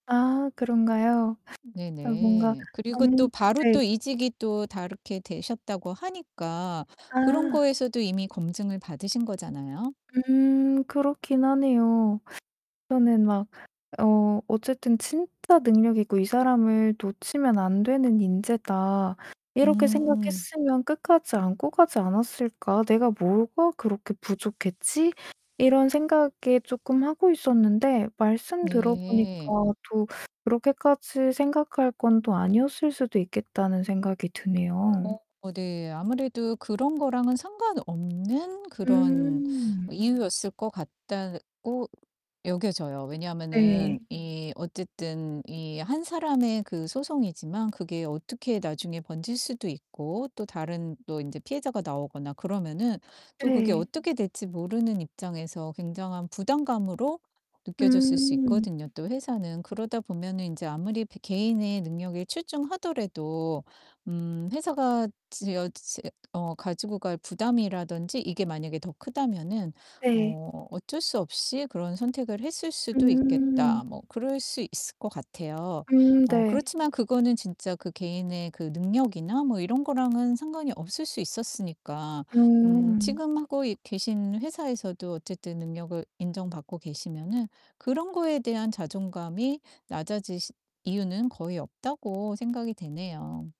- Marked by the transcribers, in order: static; tapping; other background noise
- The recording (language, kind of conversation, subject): Korean, advice, 예상치 못한 실직 이후 생활을 안정시키고 자존감을 회복하려면 어떻게 해야 하나요?